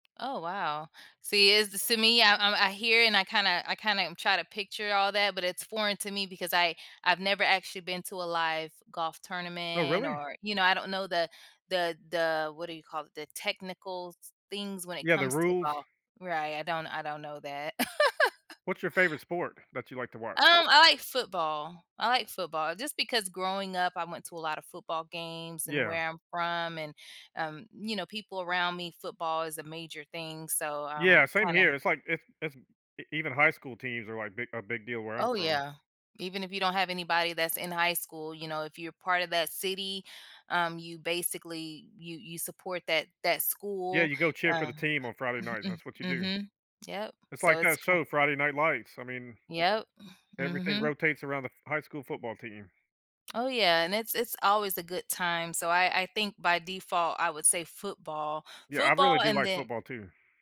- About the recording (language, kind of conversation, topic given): English, unstructured, How do you decide whether to relax at home or go out on the weekend?
- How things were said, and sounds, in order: tapping; other background noise; chuckle; chuckle